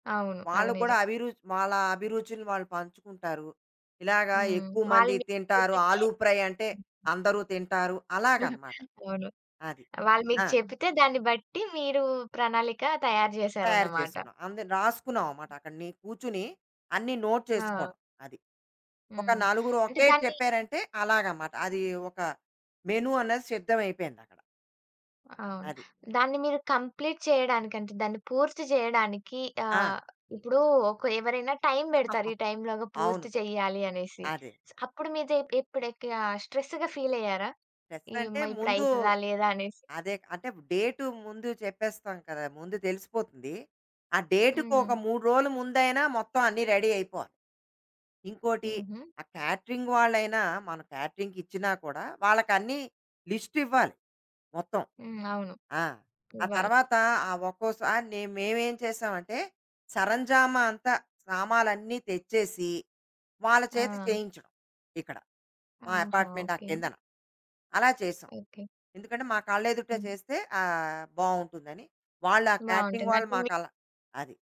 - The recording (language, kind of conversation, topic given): Telugu, podcast, మీరు తొలిసారిగా ఆతిథ్యం ఇస్తుంటే పండుగ విందు సజావుగా సాగేందుకు ఎలా ప్రణాళిక చేసుకుంటారు?
- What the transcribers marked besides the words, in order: in English: "ఆలు ఫ్రై"; other background noise; chuckle; horn; in English: "నోట్"; in English: "మెను"; tapping; in English: "కంప్లీట్"; chuckle; in English: "స్ట్రెస్‌గా"; in English: "స్ట్రెస్"; in English: "డేట్"; in English: "రెడీ"; in English: "కేటరింగ్"; in English: "కేటరింగ్"; in English: "లిస్ట్"; in English: "అపార్ట్మెంట్"; in English: "కేటరింగ్"